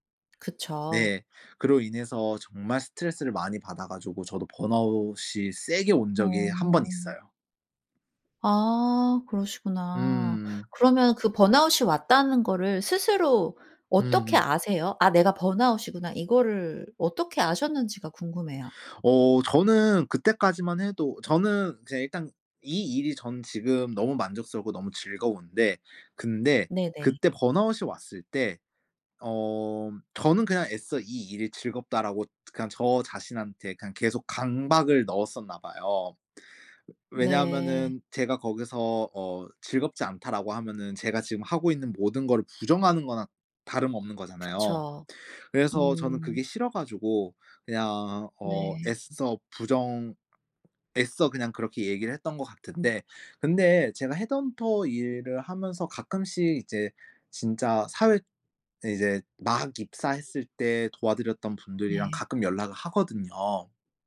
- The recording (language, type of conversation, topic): Korean, podcast, 번아웃을 겪은 뒤 업무에 복귀할 때 도움이 되는 팁이 있을까요?
- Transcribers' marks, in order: other background noise; tapping